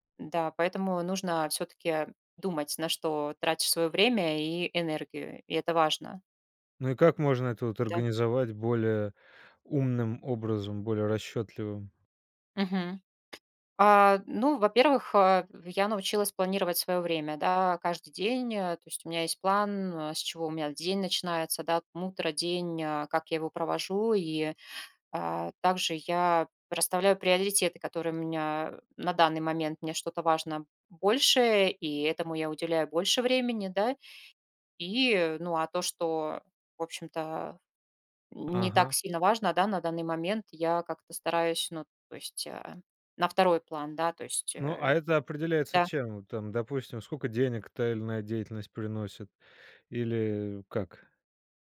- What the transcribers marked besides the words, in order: tapping
- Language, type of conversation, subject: Russian, podcast, Как вы выбираете, куда вкладывать время и энергию?